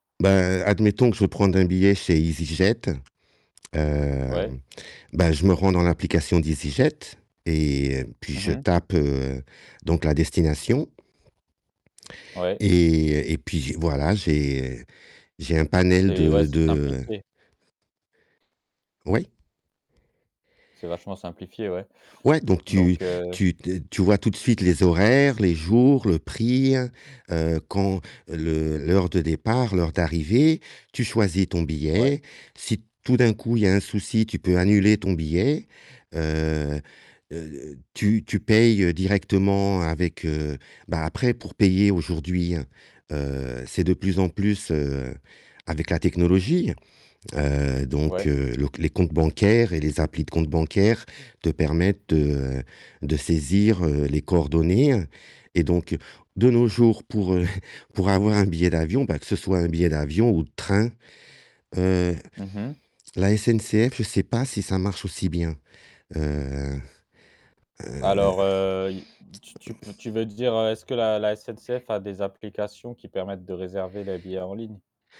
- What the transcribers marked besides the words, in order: static; distorted speech; other background noise; laughing while speaking: "heu"; other street noise
- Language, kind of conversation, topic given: French, podcast, Raconte-moi une fois où la technologie a amélioré ta mobilité ou tes trajets ?